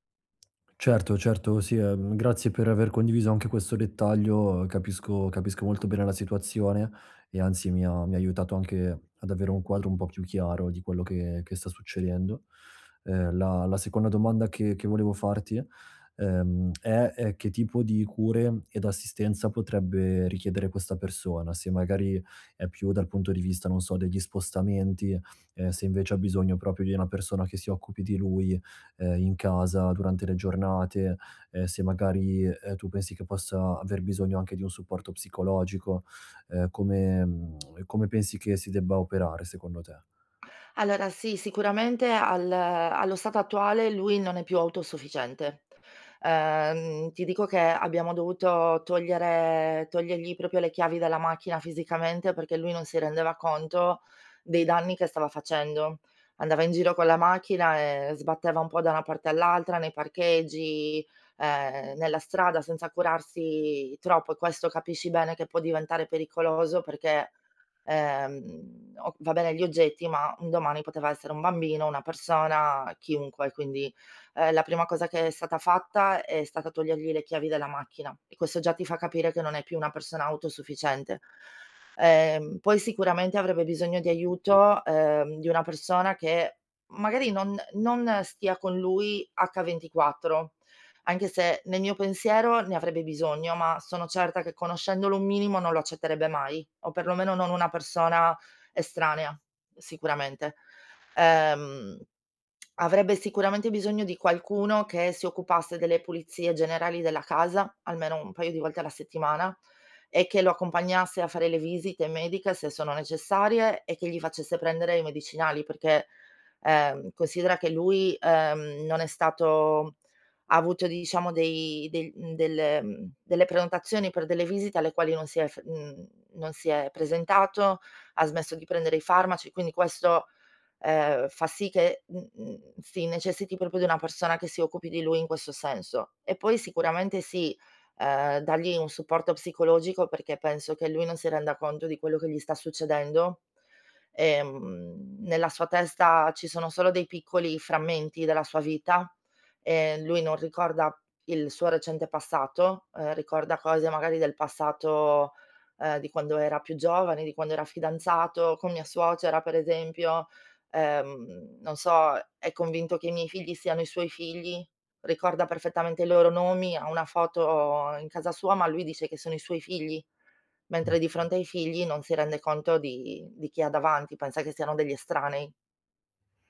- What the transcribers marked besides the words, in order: other background noise; tongue click; "proprio" said as "propio"; tongue click; "proprio" said as "propio"; tongue click; "proprio" said as "propio"; alarm; tapping
- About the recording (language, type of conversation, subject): Italian, advice, Come possiamo chiarire e distribuire ruoli e responsabilità nella cura di un familiare malato?